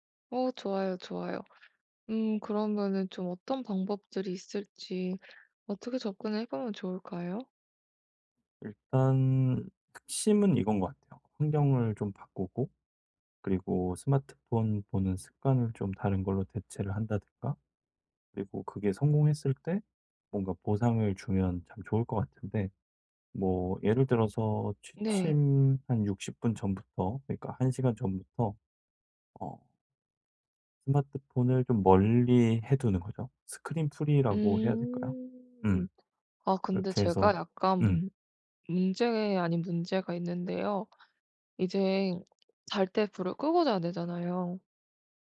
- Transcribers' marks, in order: tapping; drawn out: "일단"; other background noise; in English: "스크린 프리"
- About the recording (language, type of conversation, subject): Korean, advice, 자기 전에 스마트폰 사용을 줄여 더 빨리 잠들려면 어떻게 시작하면 좋을까요?